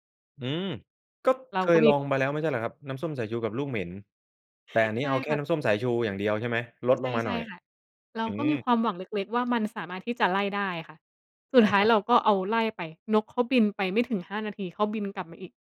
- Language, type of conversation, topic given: Thai, podcast, เสียงนกหรือเสียงลมส่งผลต่ออารมณ์ของคุณอย่างไร?
- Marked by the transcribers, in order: none